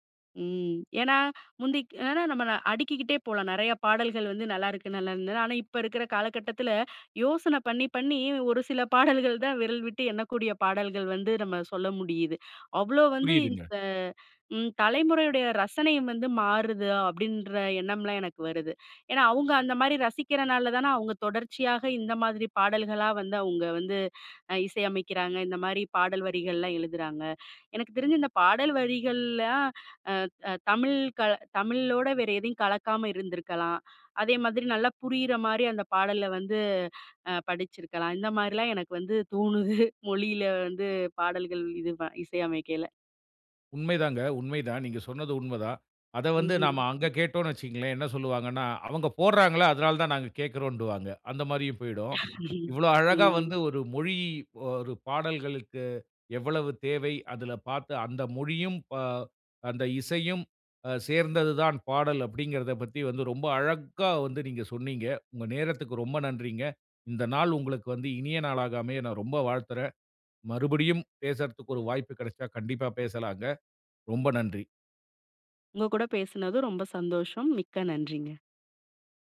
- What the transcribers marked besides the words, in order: laughing while speaking: "தோணுது"; laugh
- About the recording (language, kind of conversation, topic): Tamil, podcast, மொழி உங்கள் பாடல்களை ரசிப்பதில் எந்த விதமாக பங்காற்றுகிறது?